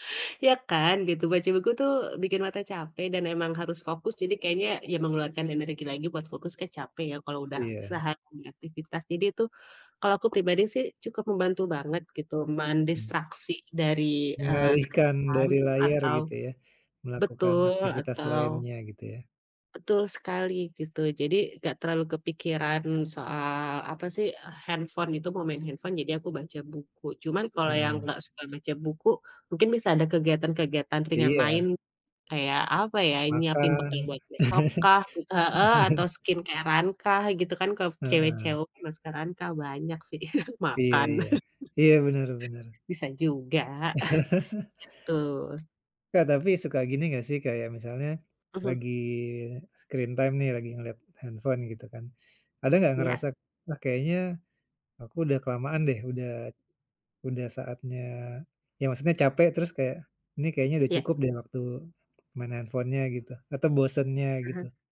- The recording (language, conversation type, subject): Indonesian, podcast, Bagaimana kamu mengatur waktu layar agar tidak kecanduan?
- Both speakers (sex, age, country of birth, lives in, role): female, 35-39, Indonesia, Indonesia, guest; male, 45-49, Indonesia, Indonesia, host
- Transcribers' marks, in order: tapping; in English: "screen time"; chuckle; in English: "skincare-an"; chuckle; in English: "screen time"; in English: "handphone"